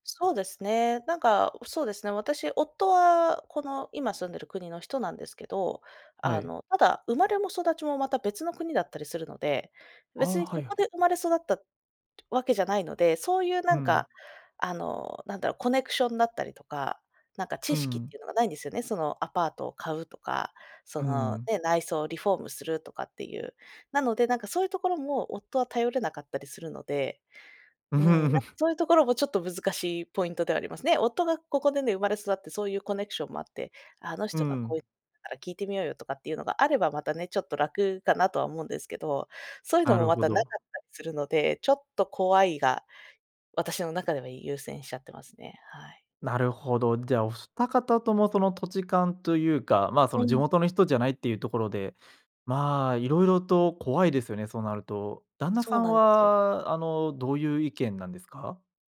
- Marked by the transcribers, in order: chuckle
- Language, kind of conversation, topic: Japanese, advice, 住宅を買うべきか、賃貸を続けるべきか迷っていますが、どう判断すればいいですか?